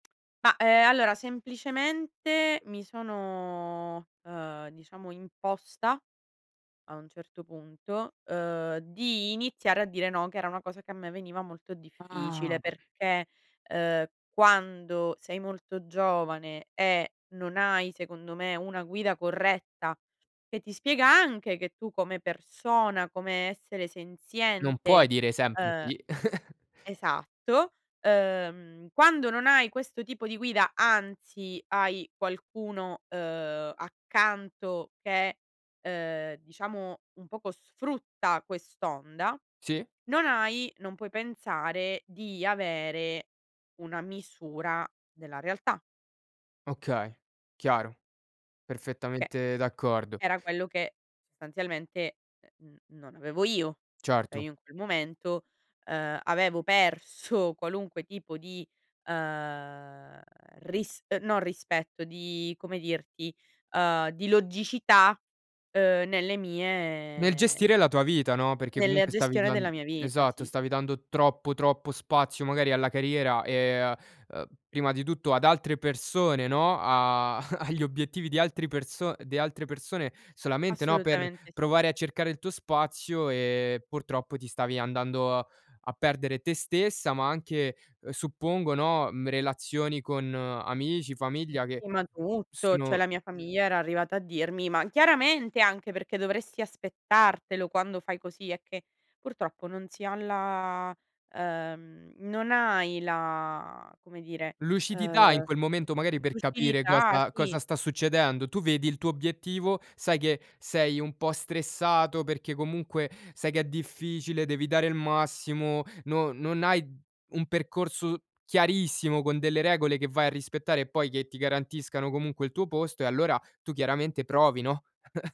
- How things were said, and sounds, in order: tapping; other background noise; chuckle; "Cioè" said as "ceh"; laughing while speaking: "perso"; chuckle; "cioè" said as "ceh"; chuckle
- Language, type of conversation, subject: Italian, podcast, Com'è, per te, l'equilibrio tra lavoro e vita privata in azienda?